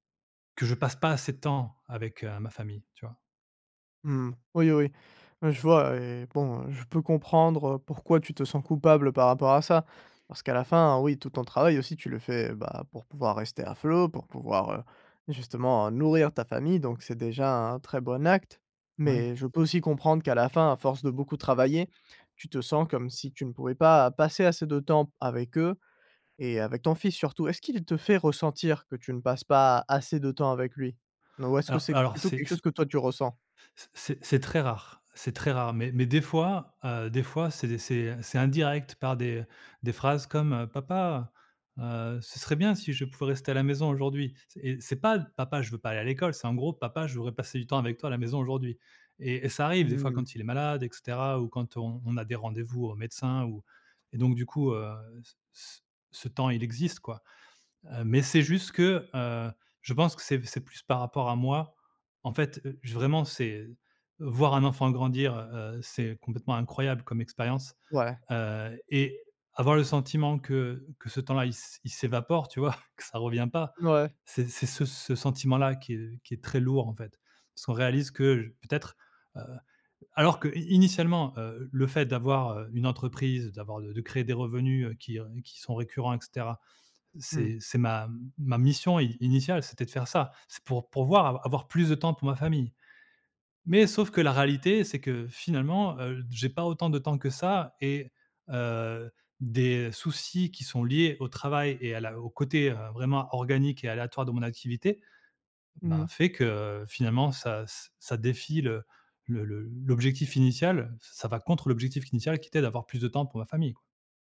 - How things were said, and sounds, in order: chuckle; stressed: "Mais"
- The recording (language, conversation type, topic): French, advice, Comment gérez-vous la culpabilité de négliger votre famille et vos amis à cause du travail ?